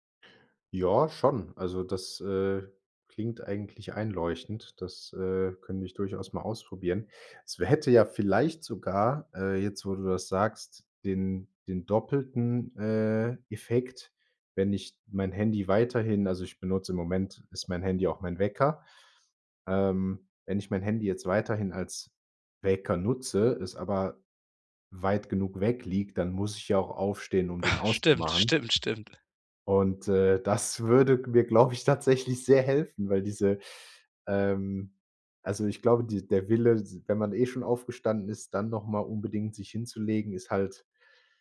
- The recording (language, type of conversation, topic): German, advice, Warum fällt es dir trotz eines geplanten Schlafrhythmus schwer, morgens pünktlich aufzustehen?
- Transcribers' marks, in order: chuckle; laughing while speaking: "glaube ich, tatsächlich"